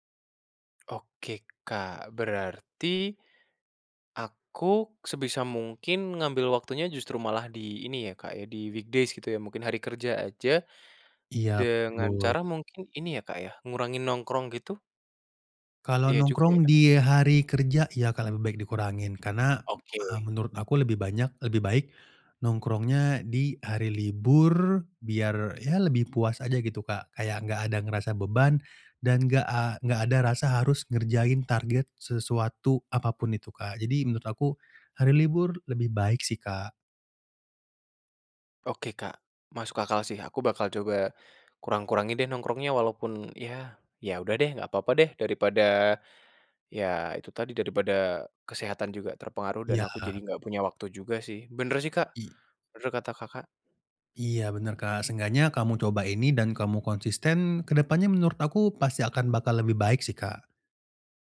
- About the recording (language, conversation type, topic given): Indonesian, advice, Bagaimana saya bisa tetap menekuni hobi setiap minggu meskipun waktu luang terasa terbatas?
- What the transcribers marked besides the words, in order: in English: "weekdays"